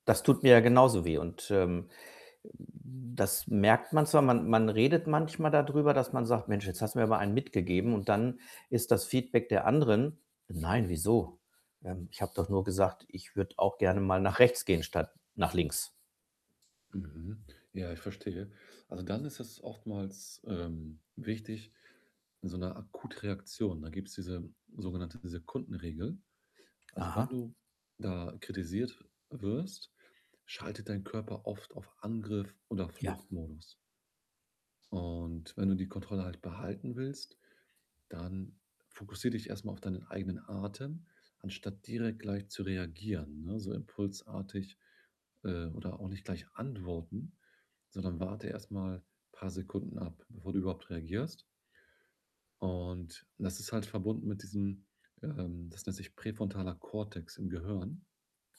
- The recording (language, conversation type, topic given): German, advice, Wie gehe ich am besten mit Kritik und Feedback um?
- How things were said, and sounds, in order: static; distorted speech; tapping; other background noise